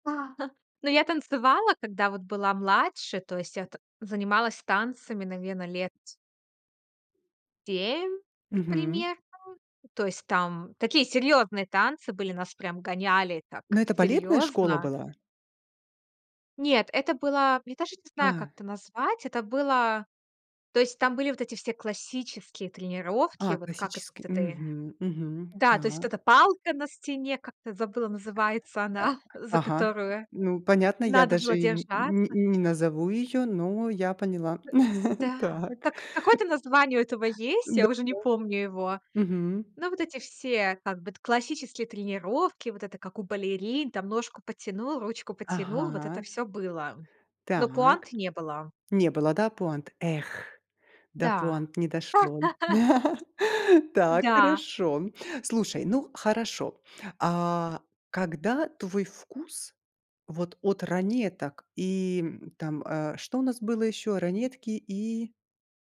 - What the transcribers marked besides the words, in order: chuckle; other background noise; tapping; laugh; laugh; chuckle
- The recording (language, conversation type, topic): Russian, podcast, Как меняются твои музыкальные вкусы с возрастом?